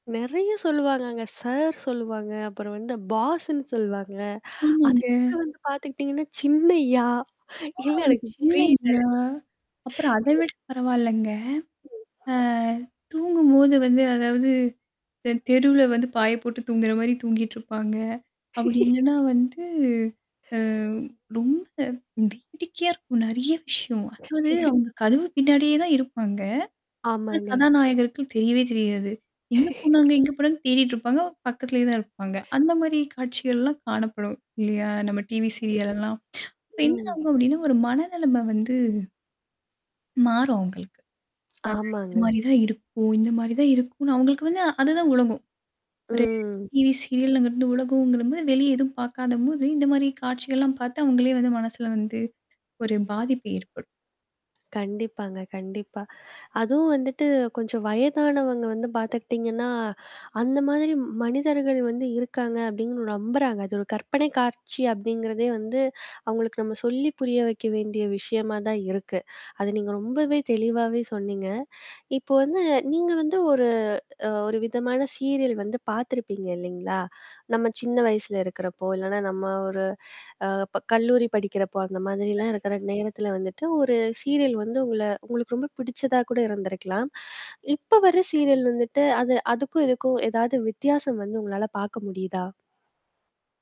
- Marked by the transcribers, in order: in English: "பாஸ்ன்னு"; distorted speech; tapping; static; unintelligible speech; chuckle; unintelligible speech; laugh; laugh; chuckle; chuckle; in English: "சீரியல்"; chuckle; lip trill; drawn out: "ம்"; in English: "சீரியல்"; in English: "சீரியல்"
- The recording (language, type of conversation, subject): Tamil, podcast, டிவி சீரியல் பார்க்கும் பழக்கம் காலப்போக்கில் எப்படி மாறியுள்ளது?